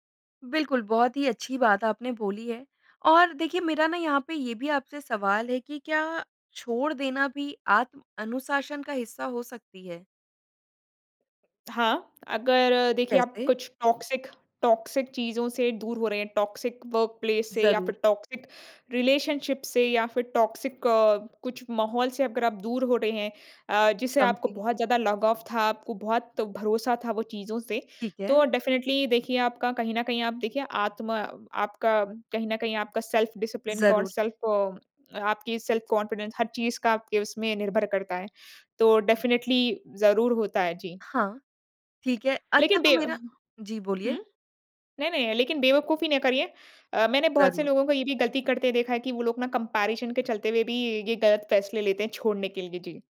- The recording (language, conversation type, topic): Hindi, podcast, किसी रिश्ते, काम या स्थिति में आप यह कैसे तय करते हैं कि कब छोड़ देना चाहिए और कब उसे सुधारने की कोशिश करनी चाहिए?
- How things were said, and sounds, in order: "अनुशासन" said as "अनुसाशन"; tapping; in English: "टॉक्सिक, टॉक्सिक"; in English: "टॉक्सिक वर्कप्लेस"; in English: "टॉक्सिक रिलेशनशिप"; in English: "टॉक्सिक"; in English: "डेफिनिटली"; in English: "सेल्फ डिसिप्लिन"; in English: "सेल्फ़"; in English: "सेल्फ कॉन्फिडेंस"; in English: "डेफिनिटली"; in English: "कंपैरिज़न"